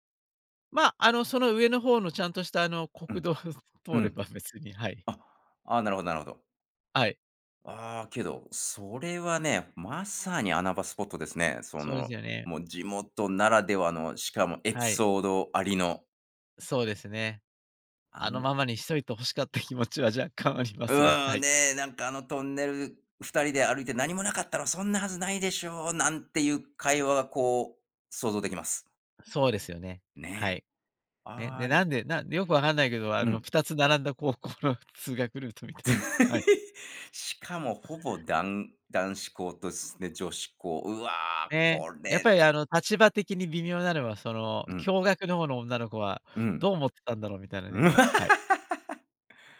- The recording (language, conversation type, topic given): Japanese, podcast, 地元の人しか知らない穴場スポットを教えていただけますか？
- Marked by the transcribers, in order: laughing while speaking: "高校の通学ルートみたい"; laugh; laugh